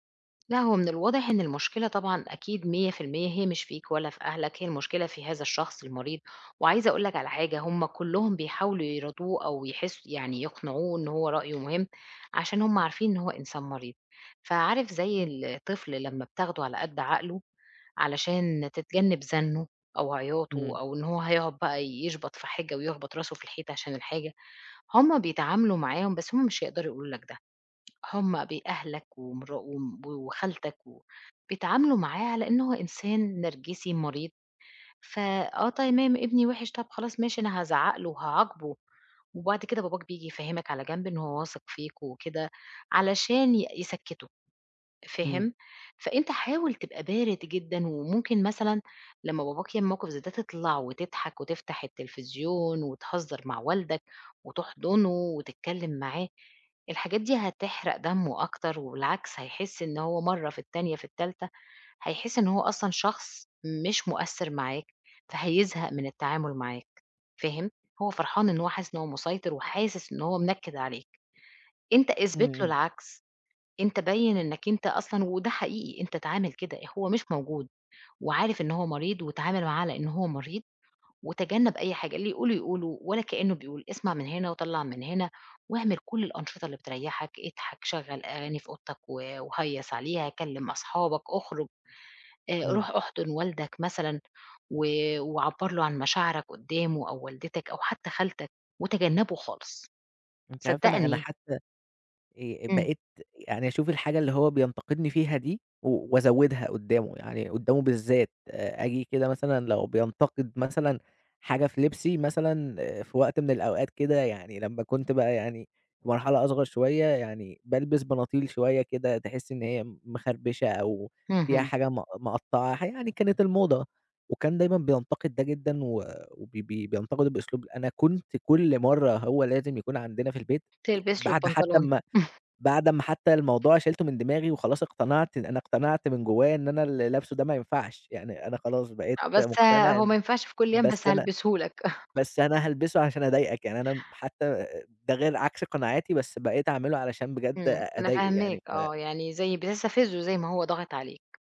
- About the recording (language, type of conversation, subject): Arabic, advice, إزاي أتعامل مع علاقة متوترة مع قريب بسبب انتقاداته المستمرة؟
- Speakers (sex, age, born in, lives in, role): female, 40-44, Egypt, Portugal, advisor; male, 20-24, Egypt, Egypt, user
- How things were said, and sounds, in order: tapping; other background noise; chuckle; chuckle